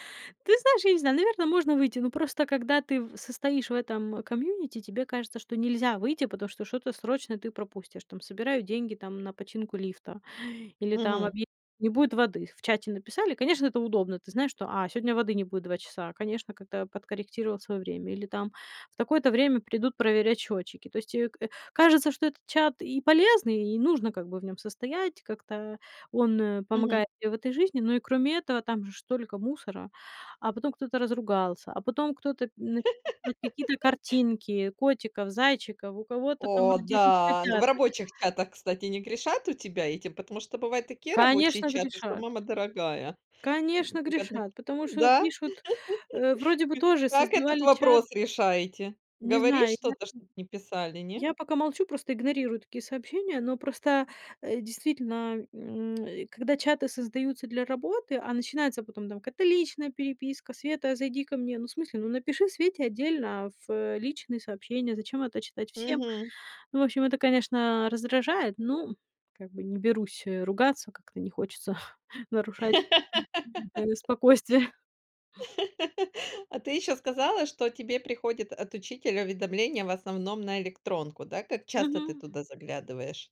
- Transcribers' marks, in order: laugh; unintelligible speech; tapping; chuckle; other noise; laugh; chuckle; chuckle
- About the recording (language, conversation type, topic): Russian, podcast, Как вы настраиваете уведомления, чтобы они не отвлекали?